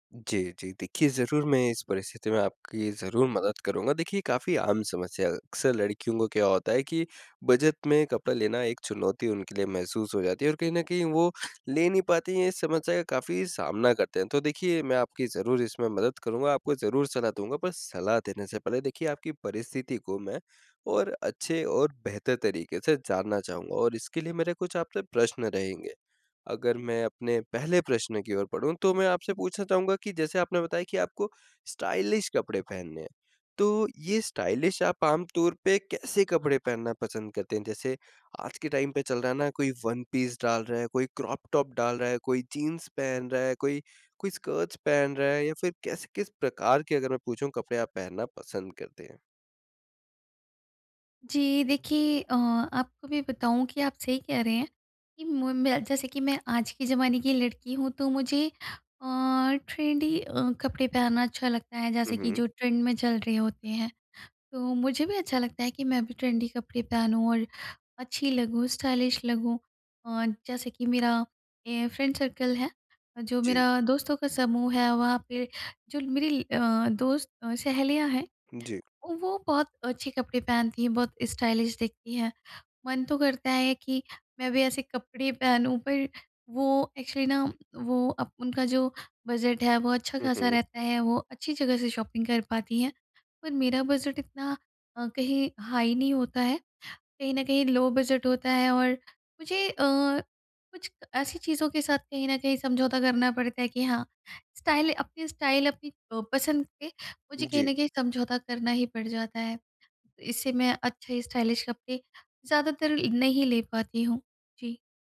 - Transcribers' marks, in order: in English: "स्टाइलिश"; in English: "स्टाइलिश"; in English: "टाइम"; lip smack; in English: "ट्रेंडी"; in English: "ट्रेंड"; in English: "ट्रेंड"; in English: "स्टाइलिश"; in English: "फ्रेंड सर्कल"; in English: "स्टाइलिश"; in English: "एक्चुअली"; in English: "शॉपिंग"; in English: "हाई"; in English: "लो"; in English: "स्टाइल"; in English: "स्टाइल"; in English: "स्टाइलिश"
- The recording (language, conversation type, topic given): Hindi, advice, कम बजट में मैं अच्छा और स्टाइलिश कैसे दिख सकता/सकती हूँ?